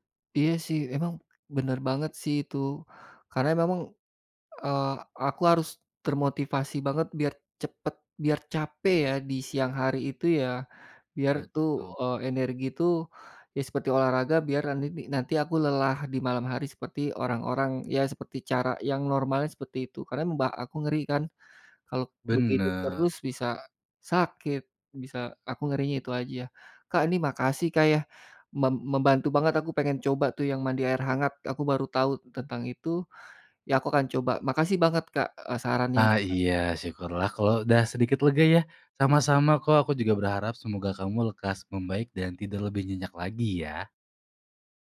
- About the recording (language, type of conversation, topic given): Indonesian, advice, Bagaimana saya gagal menjaga pola tidur tetap teratur dan mengapa saya merasa lelah saat bangun pagi?
- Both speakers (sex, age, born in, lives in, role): male, 25-29, Indonesia, Indonesia, advisor; male, 45-49, Indonesia, Indonesia, user
- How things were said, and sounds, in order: other background noise; unintelligible speech